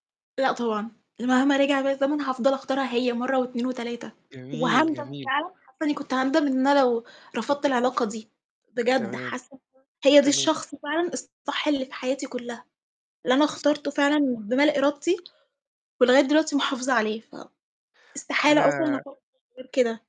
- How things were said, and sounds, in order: static
- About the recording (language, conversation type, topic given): Arabic, unstructured, فاكر أول صاحب مقرّب ليك وإزاي أثّر في حياتك؟